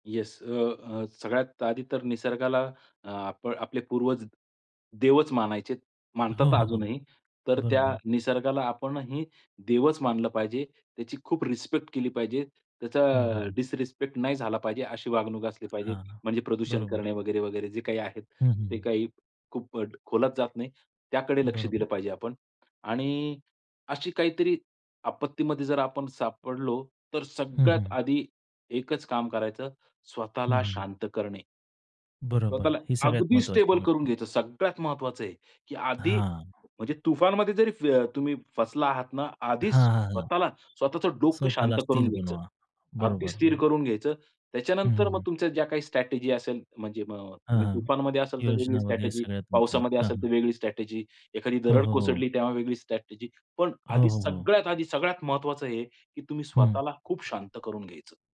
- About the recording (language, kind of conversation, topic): Marathi, podcast, निसर्गाने तुम्हाला शिकवलेला सर्वात मोठा धडा कोणता होता?
- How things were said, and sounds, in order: in English: "डिसरिस्पेक्ट"; tapping; other noise; other background noise